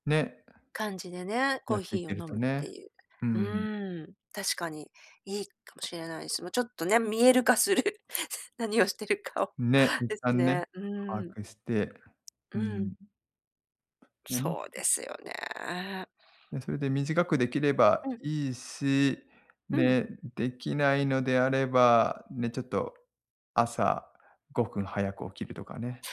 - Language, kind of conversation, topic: Japanese, advice, 忙しい朝でも続けられる簡単な朝の習慣はありますか？
- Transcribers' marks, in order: laughing while speaking: "見える化する、何をしてるかをですね"; tapping; other noise